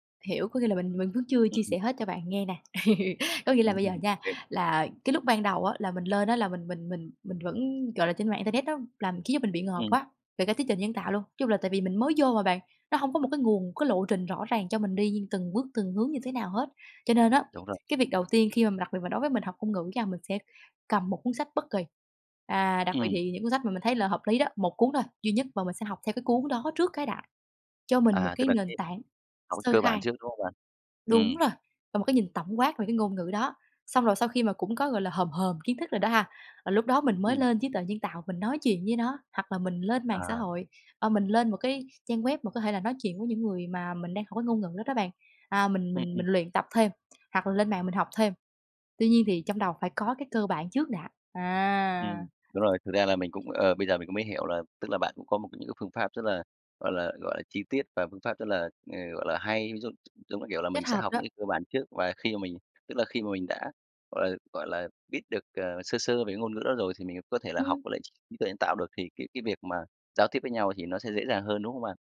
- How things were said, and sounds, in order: other background noise; tapping; laugh
- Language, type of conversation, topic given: Vietnamese, podcast, Bạn thường dùng phương pháp tự học nào?